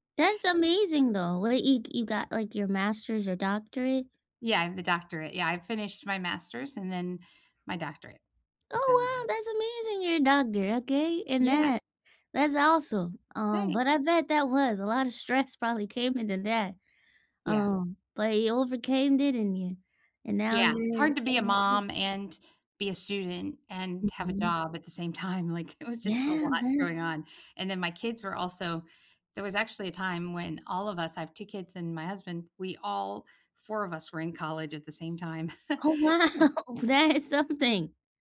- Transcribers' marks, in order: joyful: "Oh, wow, that's amazing!"; other background noise; laughing while speaking: "time"; laughing while speaking: "wow, that is something"; chuckle; unintelligible speech
- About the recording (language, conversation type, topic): English, unstructured, What’s a challenge you faced, and how did you overcome it?
- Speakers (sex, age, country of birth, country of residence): female, 30-34, United States, United States; female, 60-64, United States, United States